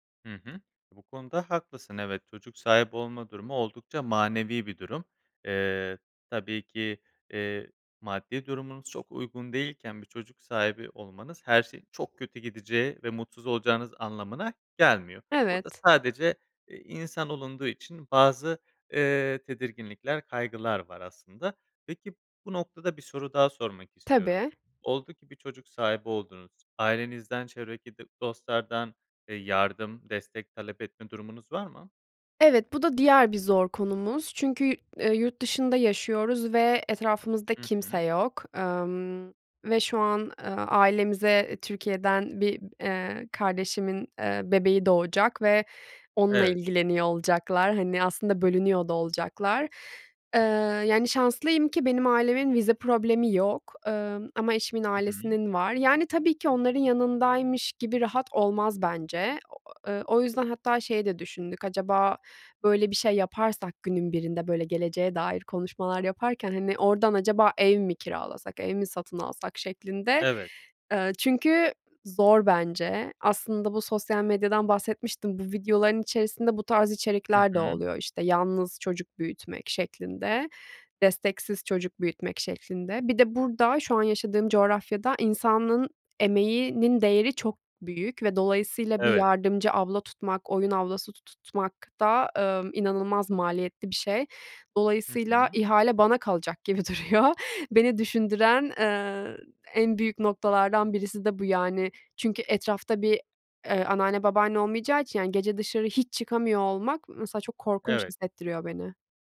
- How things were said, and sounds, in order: tapping; unintelligible speech; laughing while speaking: "duruyor"
- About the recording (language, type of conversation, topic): Turkish, advice, Çocuk sahibi olma veya olmama kararı